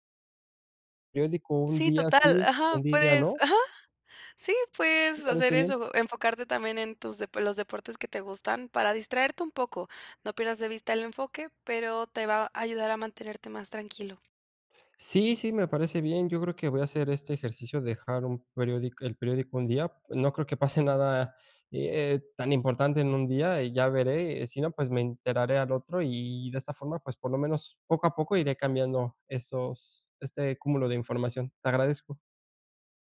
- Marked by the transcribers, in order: none
- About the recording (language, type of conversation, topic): Spanish, advice, ¿Cómo puedo manejar la sobrecarga de información de noticias y redes sociales?